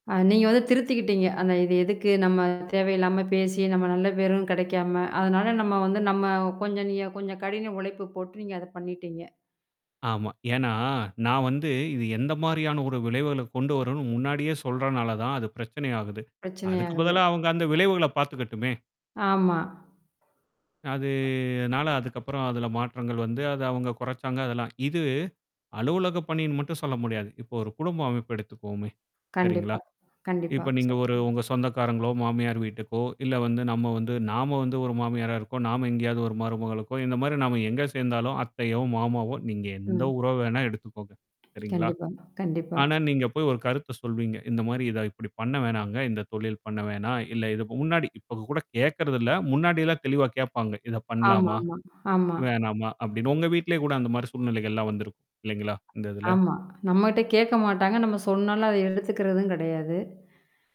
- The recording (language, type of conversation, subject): Tamil, podcast, பாதுகாப்பான பேசுகைச் சூழலை எப்படி உருவாக்கலாம்?
- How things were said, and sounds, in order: distorted speech; static; other noise; tapping; other background noise